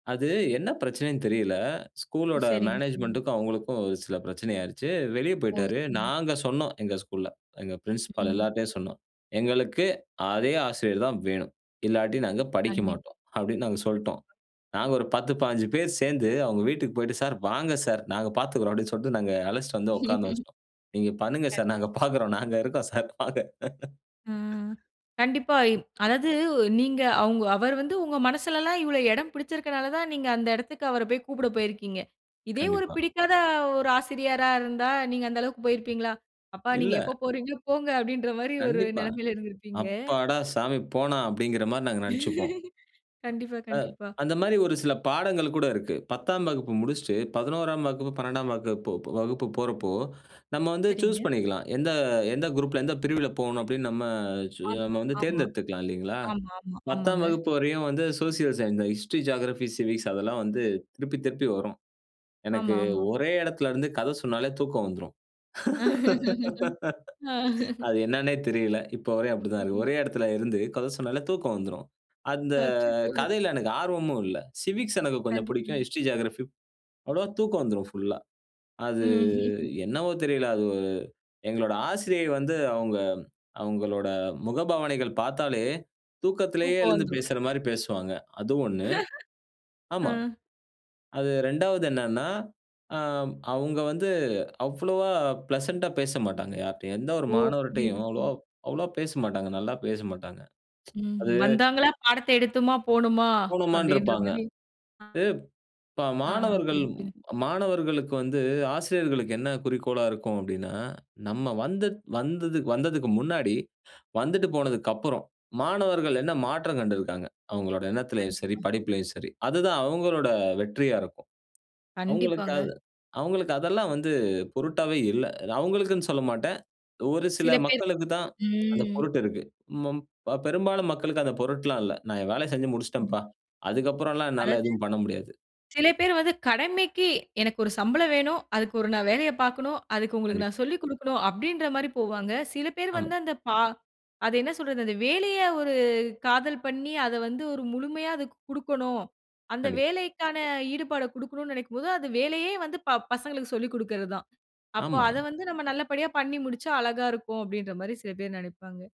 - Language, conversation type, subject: Tamil, podcast, பிடிக்காத பாடத்தில் ஆர்வம் ஏற்படும்படி நீங்கள் என்னென்ன வழிகளைப் பயன்படுத்துகிறீர்கள்?
- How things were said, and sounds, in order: tapping; laughing while speaking: "ம்"; laughing while speaking: "நீங்க பண்ணுங்க சார் நாங்க பார்க்கிறோம், நாங்க இருக்கோம் சார் வாங்க"; laugh; other background noise; laugh; laughing while speaking: "ஆ"; laugh; drawn out: "அந்த"; laughing while speaking: "ம்"; laugh; in English: "பிளசன்ட்டா"; tsk